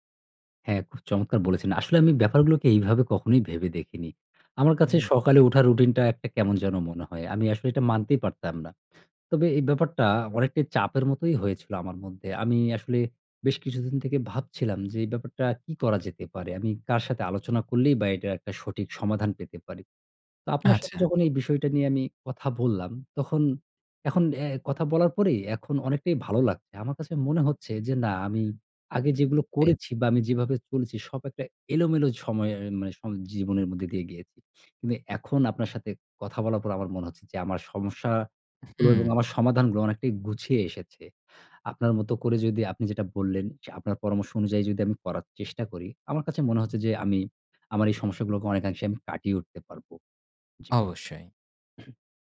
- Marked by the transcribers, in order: "কিন্তু" said as "কিন্দে"; throat clearing
- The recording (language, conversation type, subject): Bengali, advice, সকাল ওঠার রুটিন বানালেও আমি কেন তা টিকিয়ে রাখতে পারি না?
- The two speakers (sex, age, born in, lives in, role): male, 30-34, Bangladesh, Finland, advisor; male, 35-39, Bangladesh, Bangladesh, user